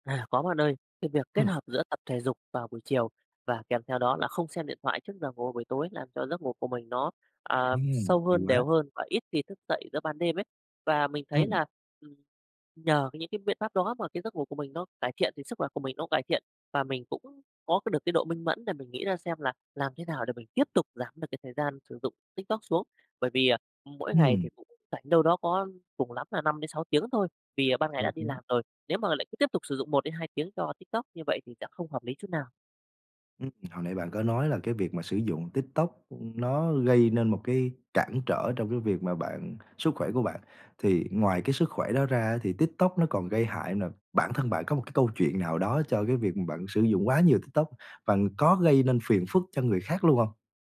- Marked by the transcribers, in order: tapping
- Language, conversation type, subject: Vietnamese, podcast, Bạn đã làm thế nào để giảm thời gian dùng mạng xã hội?